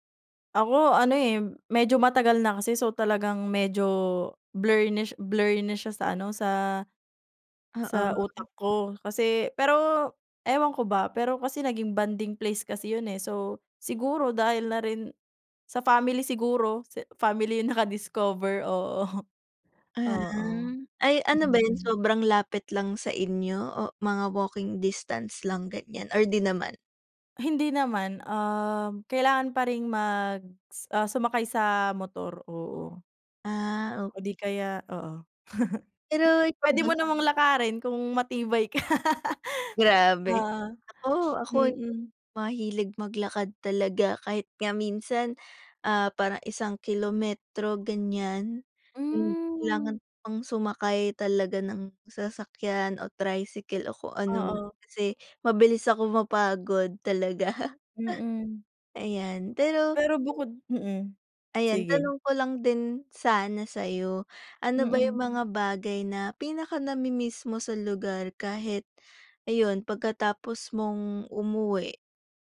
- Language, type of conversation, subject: Filipino, unstructured, Ano ang paborito mong lugar na napuntahan, at bakit?
- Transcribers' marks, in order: other background noise; tapping; laughing while speaking: "oo"; chuckle; laughing while speaking: "ka"; laughing while speaking: "talaga"